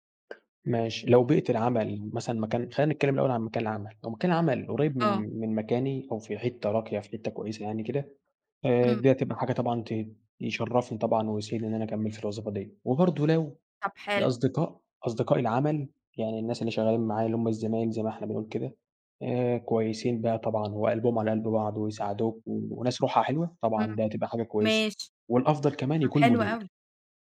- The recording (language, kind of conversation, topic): Arabic, podcast, إزاي تختار بين شغفك وبين مرتب أعلى؟
- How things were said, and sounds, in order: tapping